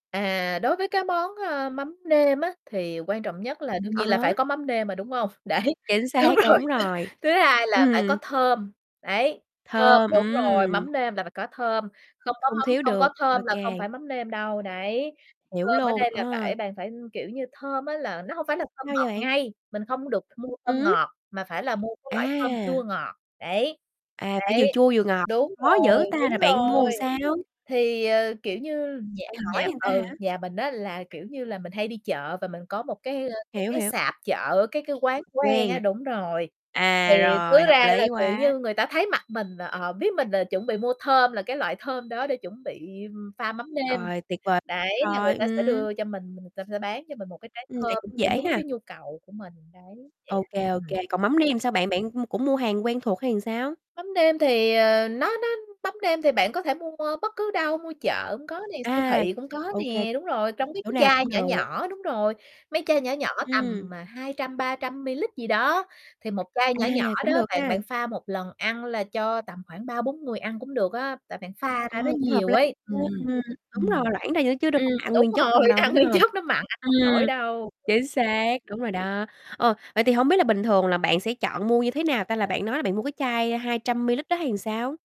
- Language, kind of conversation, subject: Vietnamese, podcast, Bạn có công thức nước chấm yêu thích nào không?
- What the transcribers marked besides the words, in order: other background noise; laughing while speaking: "Đấy, đúng rồi"; laugh; distorted speech; tapping; "làm" said as "ừn"; laughing while speaking: "ăn nguyên chất"